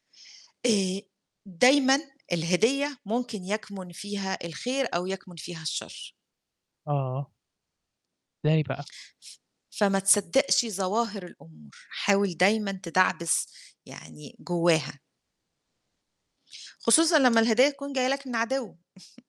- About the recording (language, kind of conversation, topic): Arabic, podcast, إيه هو الفيلم اللي غيّر نظرتك للحياة، وليه؟
- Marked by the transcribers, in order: chuckle